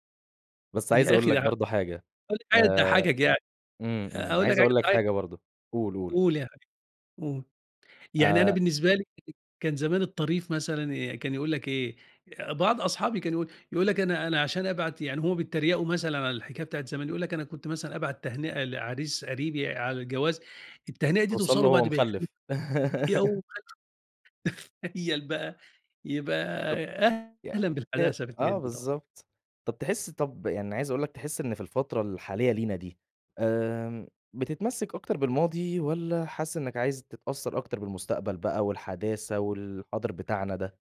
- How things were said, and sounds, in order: tapping; laugh; unintelligible speech; laughing while speaking: "تخيّل بقى؟"; other background noise
- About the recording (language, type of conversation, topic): Arabic, podcast, إزاي بتحافظوا على التوازن بين الحداثة والتقليد في حياتكم؟